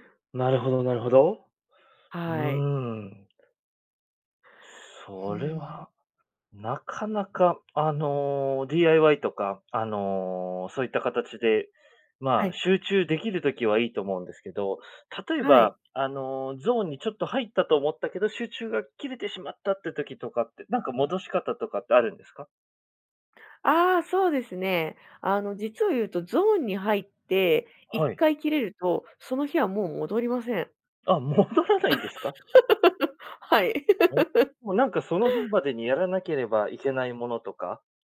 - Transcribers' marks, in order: laughing while speaking: "戻らないんですか？"; laughing while speaking: "はい"; unintelligible speech
- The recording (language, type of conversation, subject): Japanese, podcast, 趣味に没頭して「ゾーン」に入ったと感じる瞬間は、どんな感覚ですか？